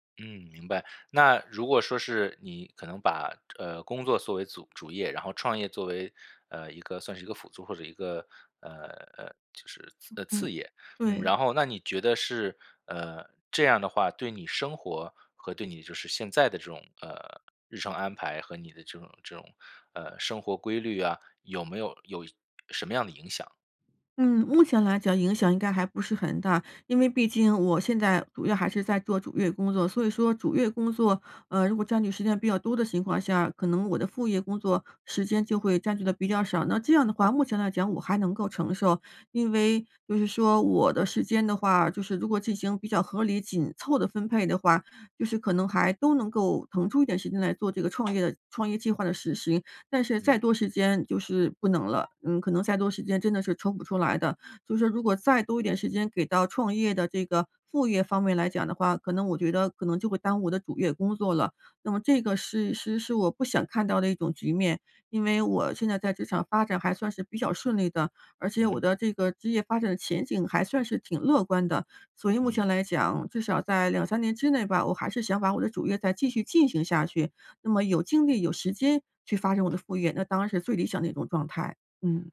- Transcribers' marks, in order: none
- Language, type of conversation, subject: Chinese, advice, 我该在什么时候做重大改变，并如何在风险与稳定之间取得平衡？